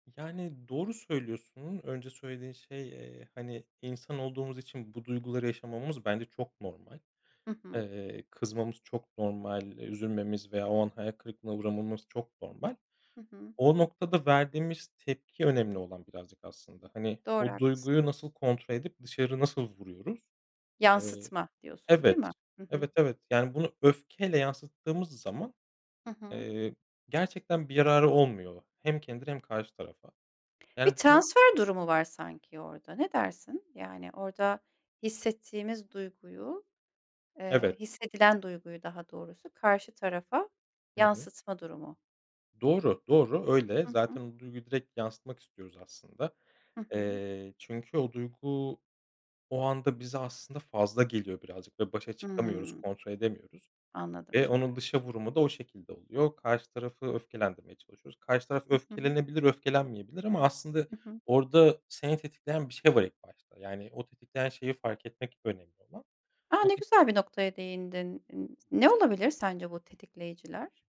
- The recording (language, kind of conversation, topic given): Turkish, podcast, Tartışma kızışınca nasıl sakin kalırsın?
- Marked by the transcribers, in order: other background noise